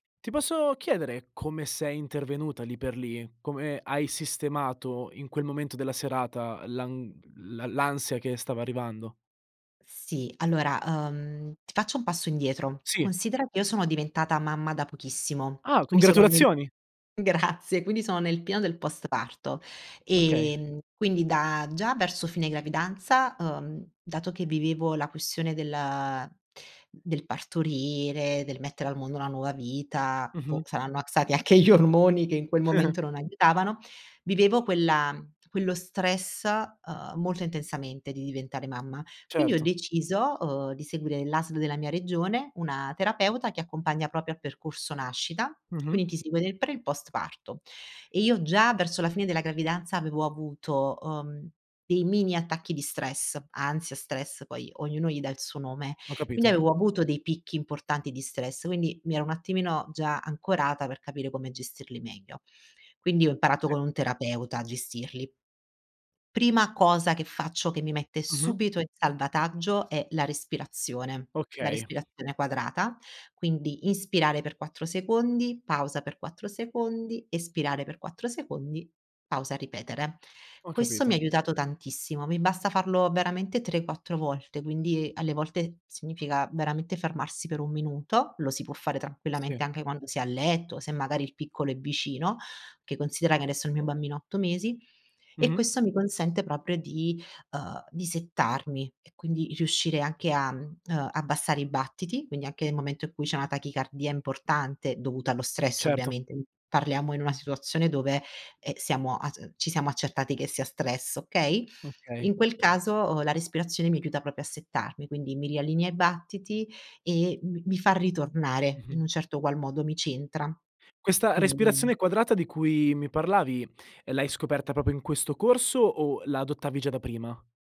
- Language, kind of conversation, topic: Italian, podcast, Come gestisci lo stress quando ti assale improvviso?
- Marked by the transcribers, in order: laughing while speaking: "Grazie"; laughing while speaking: "anche gli ormoni"; tapping; chuckle; "proprio" said as "propio"; "cosa" said as "cuosa"; in English: "settarmi"; "aiuta" said as "iuta"; in English: "settarmi"; "proprio" said as "propio"